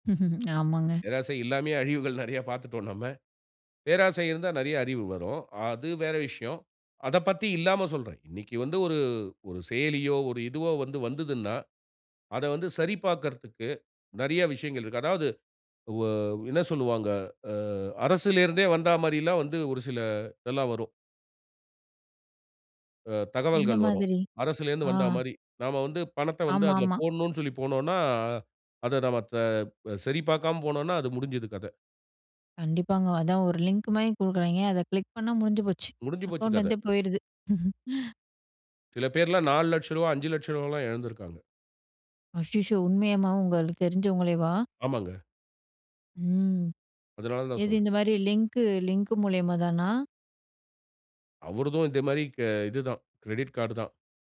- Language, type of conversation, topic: Tamil, podcast, நீங்கள் கிடைக்கும் தகவல் உண்மையா என்பதை எப்படிச் சரிபார்க்கிறீர்கள்?
- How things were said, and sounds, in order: chuckle; tapping; "கதை" said as "கத"; in English: "லிங்க்"; "கதை" said as "கத"; chuckle; in English: "லிங்க்கு லிங்க்"; in English: "கிரெடிட் கார்டுதான்"